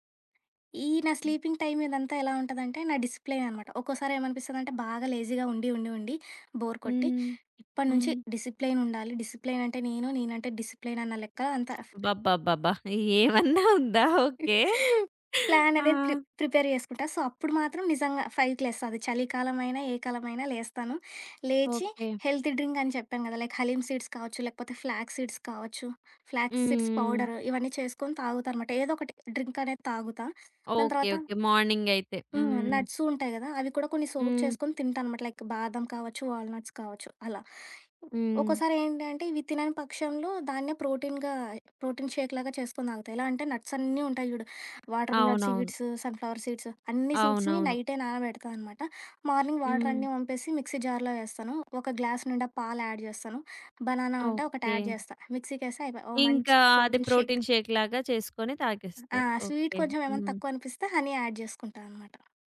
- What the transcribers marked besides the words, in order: other background noise; in English: "స్లీపింగ్ టైమ్"; in English: "డిసిప్లెయన్"; in English: "లేజీగా"; in English: "బోర్"; in English: "డిసిప్లెయన్"; in English: "డిసిప్లెయన్"; in English: "డిసిప్లెయన్"; laughing while speaking: "ఏమన్నా ఉందా!"; in English: "ప్లాన్"; in English: "ప్రిపేర్"; in English: "సో"; in English: "ఫైవ్‌కి"; in English: "హెల్త్ డ్రింక్"; in English: "లైక్ హలీమ్ సీడ్స్"; in English: "ఫ్లాక్ సీడ్స్"; in English: "ఫ్లాక్ సీడ్స్ పౌడర్"; in English: "నట్స్"; in English: "సోక్"; in English: "లైక్"; in English: "వాల్ నట్స్"; in English: "ప్రోటీన్‌గా ప్రోటీన్ షేక్‌లా"; in English: "వాటర్ మెలన్ సీడ్స్, సన్ ఫ్లవర్ సీడ్స్"; in English: "సీడ్స్‌ని"; in English: "మార్నింగ్"; in English: "మిక్సీ జార్‌లో"; in English: "గ్లాస్"; in English: "యాడ్"; in English: "బనానా"; in English: "యాడ్"; in English: "మిక్సీ"; in English: "ప్రోటీన్ షేక్"; in English: "ప్రోటీన్ షేక్‌లాగా"; in English: "హనీ యాడ్"
- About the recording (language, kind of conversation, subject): Telugu, podcast, ఆరోగ్యవంతమైన ఆహారాన్ని తక్కువ సమయంలో తయారుచేయడానికి మీ చిట్కాలు ఏమిటి?